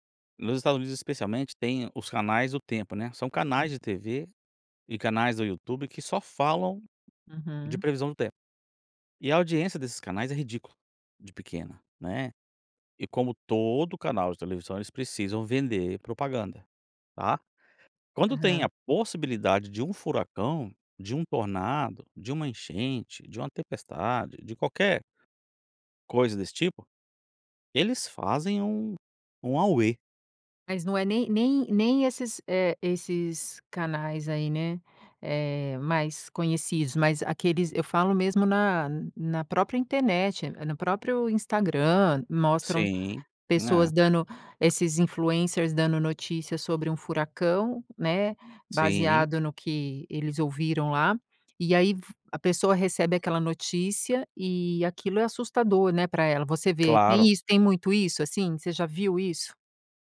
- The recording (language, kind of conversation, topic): Portuguese, podcast, O que faz um conteúdo ser confiável hoje?
- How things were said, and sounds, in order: unintelligible speech